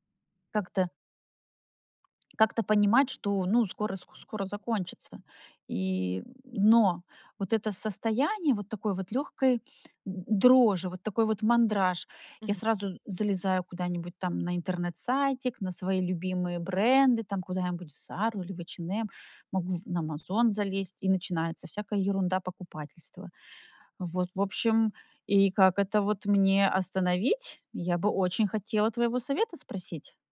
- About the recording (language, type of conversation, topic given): Russian, advice, Какие импульсивные покупки вы делаете и о каких из них потом жалеете?
- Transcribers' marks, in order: tapping